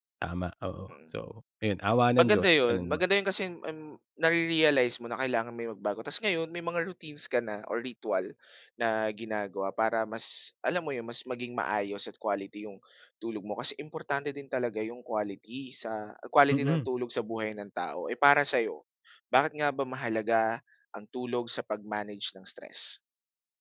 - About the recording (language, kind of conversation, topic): Filipino, podcast, Ano ang papel ng pagtulog sa pamamahala ng stress mo?
- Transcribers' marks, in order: none